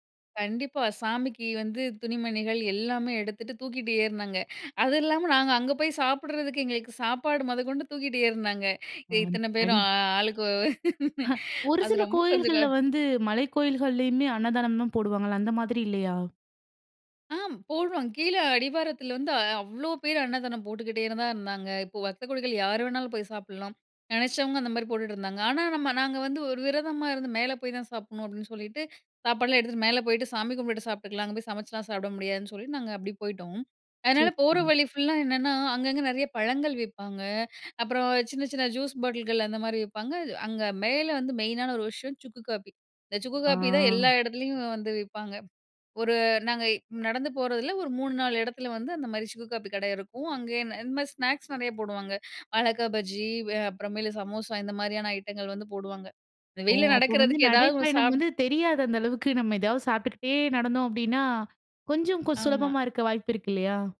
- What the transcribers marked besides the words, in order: unintelligible speech; laugh
- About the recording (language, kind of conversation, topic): Tamil, podcast, ஒரு நினைவில் பதிந்த மலைநடை அனுபவத்தைப் பற்றி சொல்ல முடியுமா?